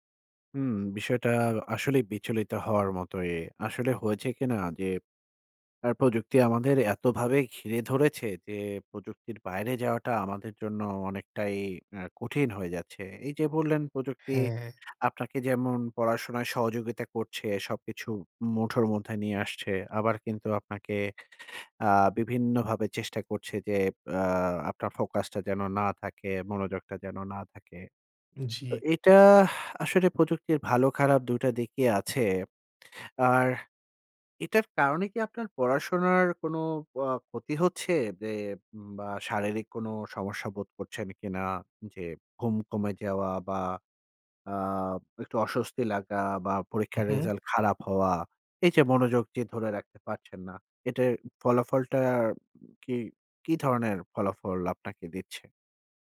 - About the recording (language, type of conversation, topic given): Bengali, advice, বর্তমান মুহূর্তে মনোযোগ ধরে রাখতে আপনার মন বারবার কেন বিচলিত হয়?
- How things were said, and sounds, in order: other background noise